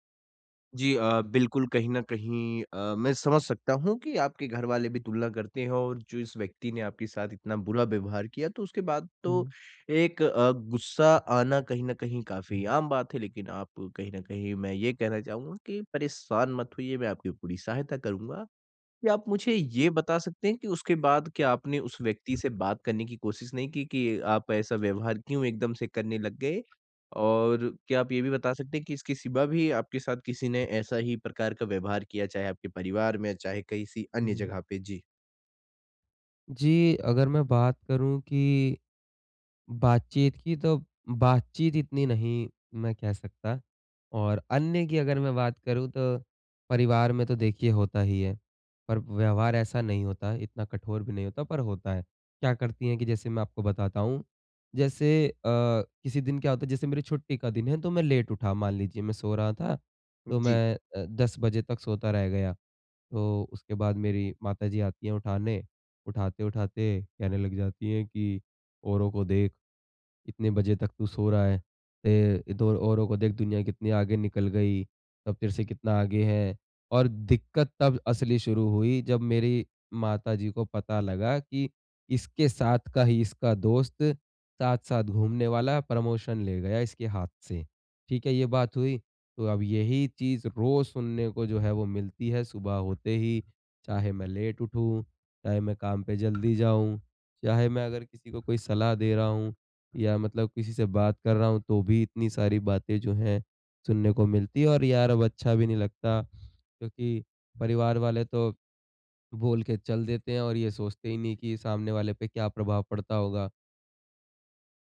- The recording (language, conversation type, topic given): Hindi, advice, दूसरों की सफलता से मेरा आत्म-सम्मान क्यों गिरता है?
- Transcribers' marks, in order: other noise; tapping; "किसी" said as "कैसि"; in English: "लेट"; in English: "प्रमोशन"; in English: "लेट"; other background noise